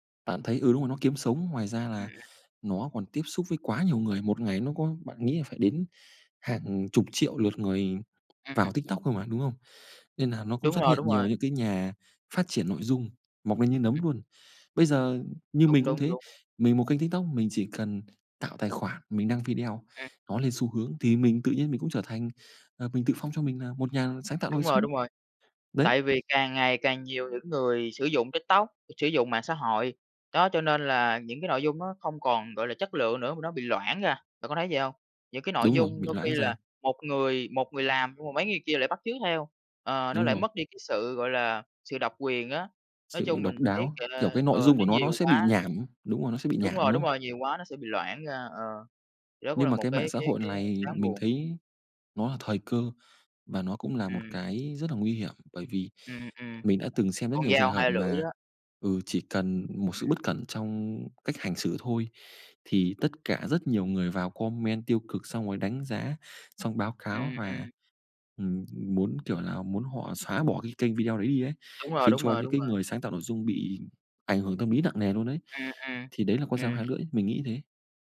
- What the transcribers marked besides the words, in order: tapping; other background noise; "này" said as "lày"; in English: "comment"
- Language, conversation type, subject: Vietnamese, unstructured, Bạn nghĩ mạng xã hội ảnh hưởng như thế nào đến văn hóa giải trí?